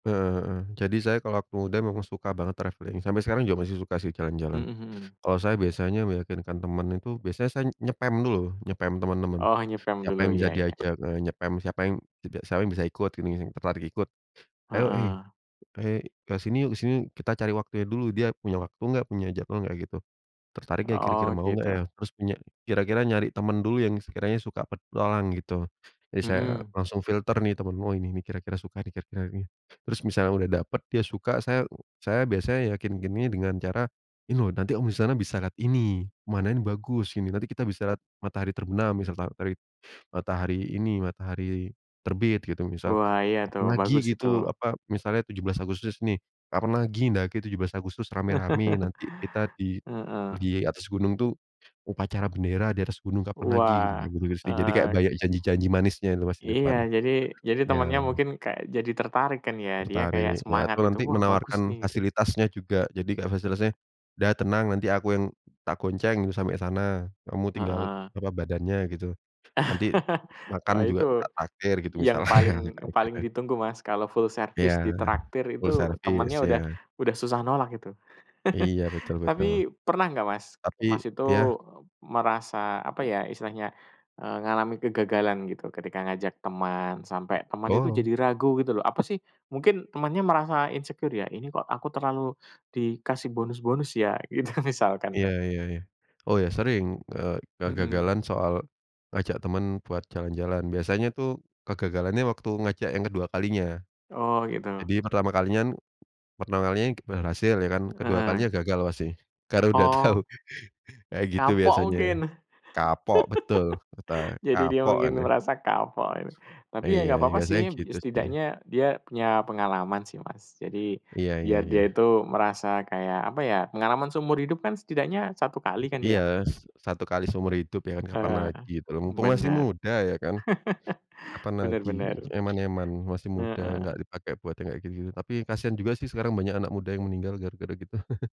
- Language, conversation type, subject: Indonesian, unstructured, Bagaimana kamu meyakinkan teman untuk ikut petualangan yang menantang?
- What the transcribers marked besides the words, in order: in English: "travelling"; "yakinkannya" said as "yakinkinnya"; tapping; chuckle; other background noise; laugh; laughing while speaking: "misalnya"; laugh; chuckle; in English: "insecure"; laughing while speaking: "Gitu, misalkan lho"; laughing while speaking: "udah tahu"; laugh; chuckle; laugh; in Javanese: "eman-eman"; chuckle